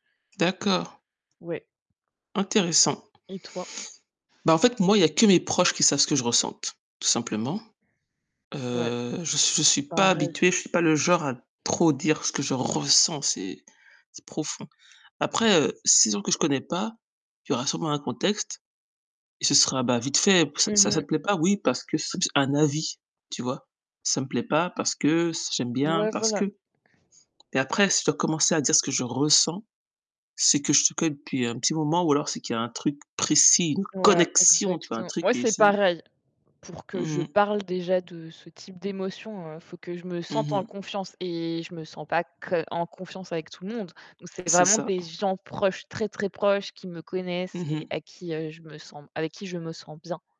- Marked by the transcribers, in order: tapping; stressed: "ressens"; unintelligible speech; stressed: "ressens"; stressed: "précis"; stressed: "connexion"; distorted speech; other noise
- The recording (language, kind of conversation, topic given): French, unstructured, Comment parlez-vous de vos émotions avec les autres ?